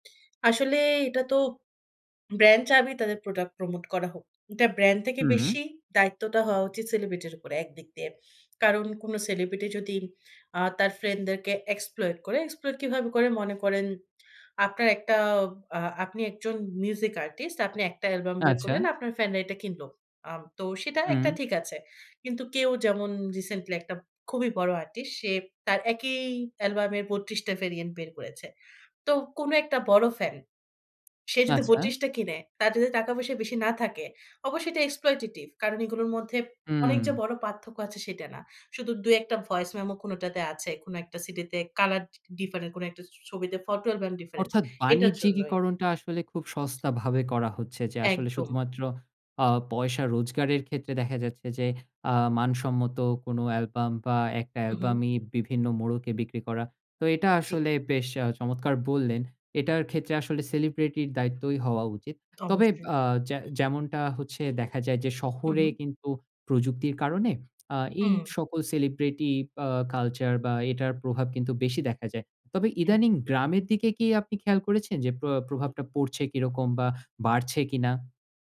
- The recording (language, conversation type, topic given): Bengali, podcast, আপনি কি মনে করেন সেলিব্রিটি সংস্কৃতি সমাজে কী প্রভাব ফেলে, এবং কেন বা কীভাবে?
- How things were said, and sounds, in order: in English: "product promote"; in English: "celebrity"; in English: "exploit"; in English: "exploit"; in English: "music artist"; "আর্টিস্ট" said as "আরটিস"; in English: "variant"; in English: "exploitive"; in English: "voice memo"; in English: "photo album different"